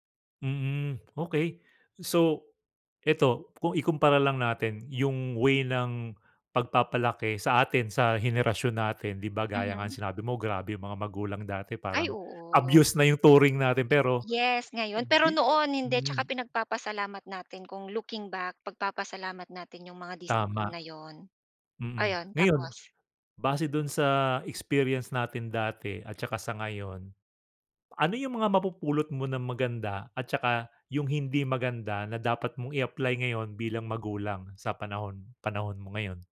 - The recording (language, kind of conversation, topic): Filipino, podcast, Paano ba magtatakda ng malinaw na hangganan sa pagitan ng magulang at anak?
- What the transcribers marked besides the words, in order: other background noise